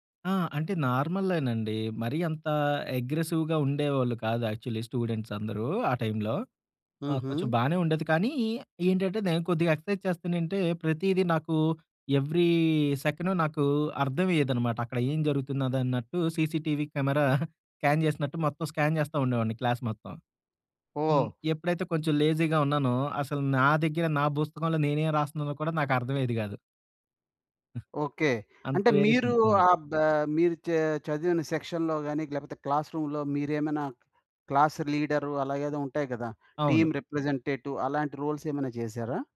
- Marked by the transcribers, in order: in English: "అగ్రెసివ్‌గా"; in English: "యాక్చువల్లీ స్టూడెంట్స్"; in English: "ఎక్సర్‌సైజ్"; in English: "ఎవ్రీ సెకండ్"; in English: "సీసీటీవీ కెమెరా స్కాన్"; chuckle; in English: "స్కాన్"; in English: "క్లాస్"; other background noise; in English: "లేజీగా"; giggle; in English: "వేరియేషన్"; in English: "సెక్షన్‌లో"; in English: "క్లాస్‌రూమ్‌లో"; in English: "క్లాస్"; in English: "టీమ్ రిప్రజెంటేటివ్"; in English: "రో‌ల్స్"
- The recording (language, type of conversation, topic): Telugu, podcast, ప్రేరణ లేకపోతే మీరు దాన్ని ఎలా తెచ్చుకుంటారు?